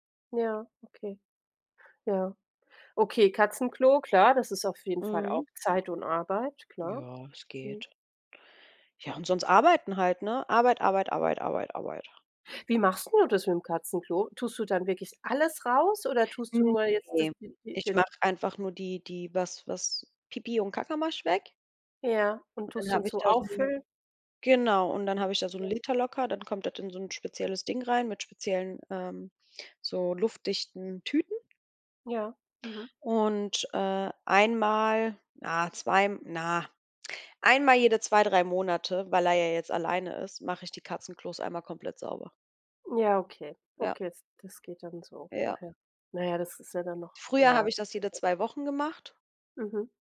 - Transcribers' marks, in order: other background noise; unintelligible speech
- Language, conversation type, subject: German, unstructured, Wie organisierst du deinen Tag, damit du alles schaffst?